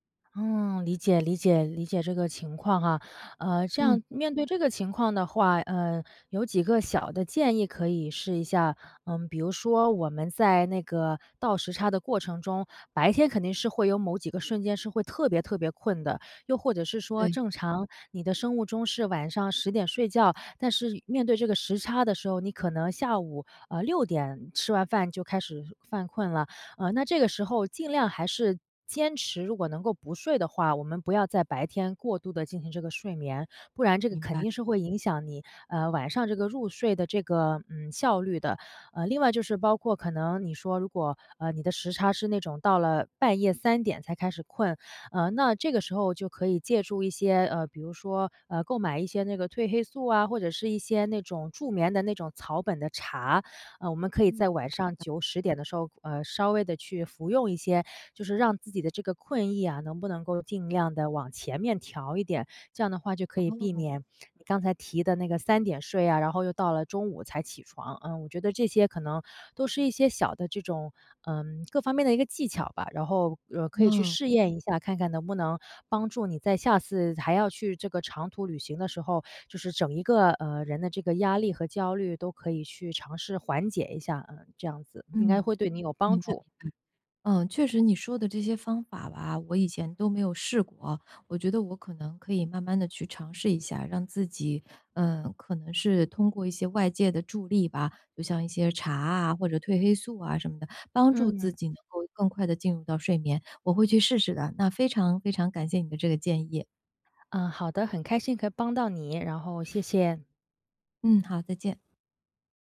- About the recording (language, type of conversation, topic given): Chinese, advice, 旅行时我常感到压力和焦虑，怎么放松？
- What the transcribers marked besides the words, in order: other background noise